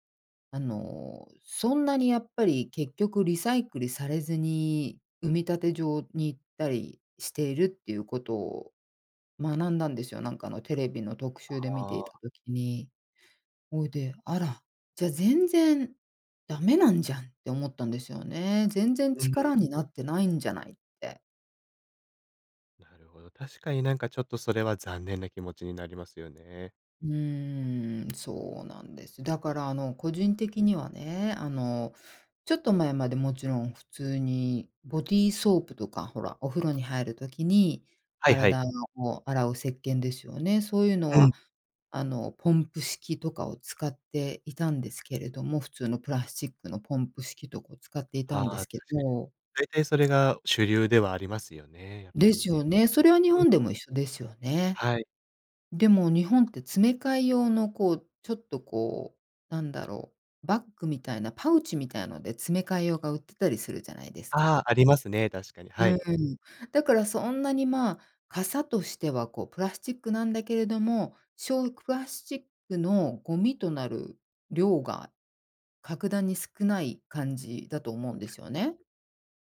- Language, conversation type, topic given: Japanese, podcast, プラスチックごみの問題について、あなたはどう考えますか？
- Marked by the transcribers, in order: tapping